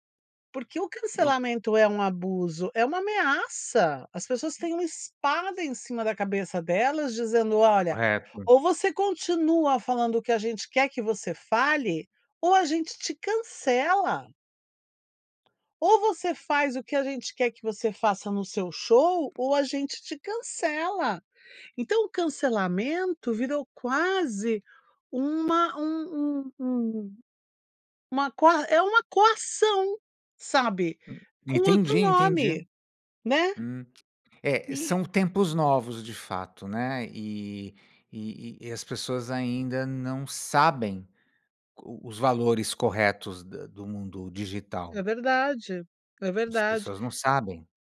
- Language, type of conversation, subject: Portuguese, podcast, O que você pensa sobre o cancelamento nas redes sociais?
- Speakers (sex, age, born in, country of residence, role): female, 60-64, Brazil, United States, guest; male, 55-59, Brazil, United States, host
- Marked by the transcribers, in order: none